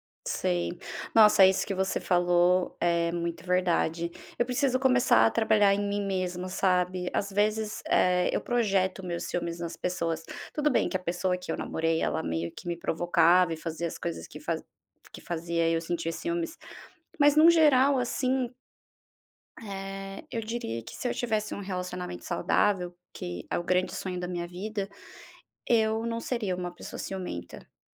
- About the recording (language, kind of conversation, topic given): Portuguese, advice, Como lidar com um ciúme intenso ao ver o ex com alguém novo?
- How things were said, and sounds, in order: tapping; other background noise